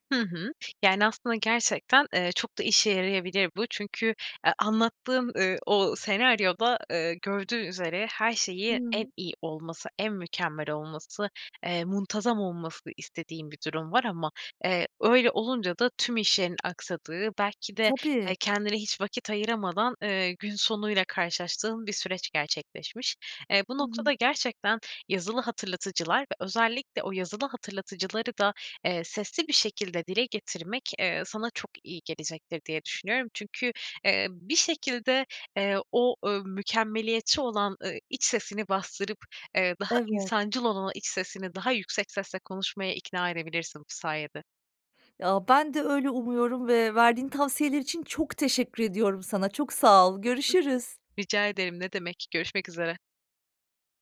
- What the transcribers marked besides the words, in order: other background noise
- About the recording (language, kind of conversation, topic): Turkish, advice, Mükemmeliyetçilik yüzünden ertelemeyi ve bununla birlikte gelen suçluluk duygusunu nasıl yaşıyorsunuz?